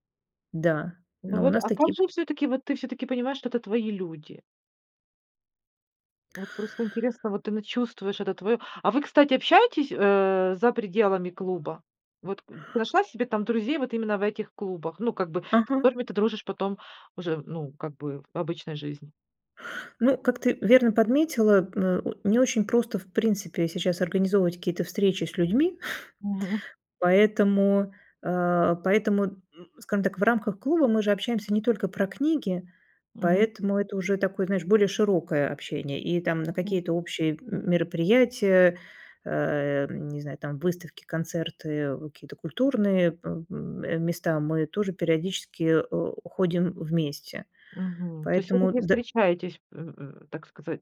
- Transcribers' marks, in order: scoff; "скажем" said as "скам"; tapping
- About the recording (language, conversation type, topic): Russian, podcast, Как понять, что ты наконец нашёл своё сообщество?